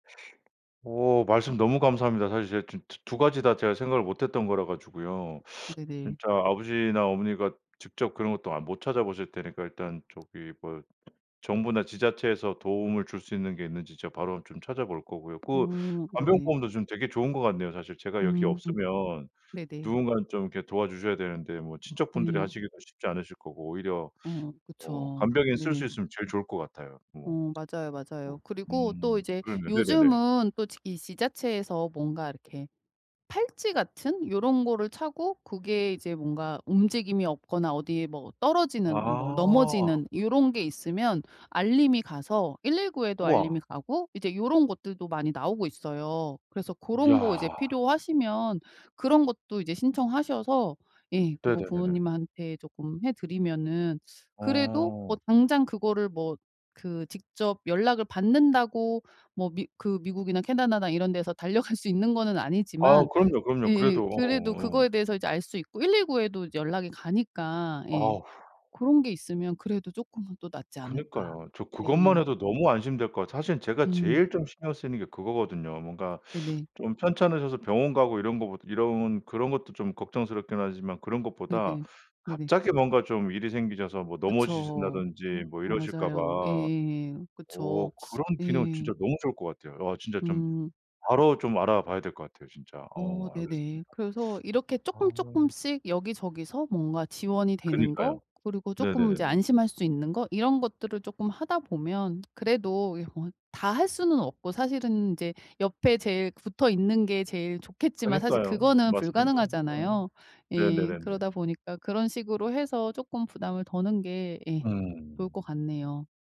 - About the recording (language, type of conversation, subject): Korean, advice, 부모님의 건강이 악화되면서 돌봄 책임이 어떻게 될지 불확실한데, 어떻게 대비해야 할까요?
- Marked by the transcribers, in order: tapping; other background noise; laughing while speaking: "달려갈 수"